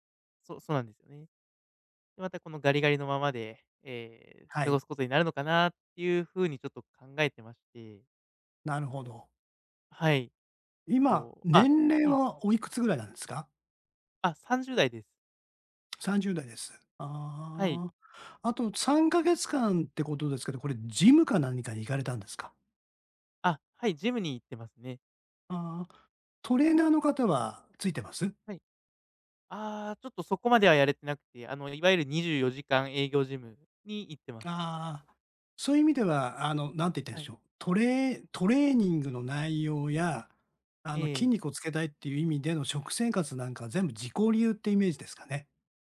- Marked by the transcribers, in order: none
- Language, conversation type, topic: Japanese, advice, トレーニングの効果が出ず停滞して落ち込んでいるとき、どうすればよいですか？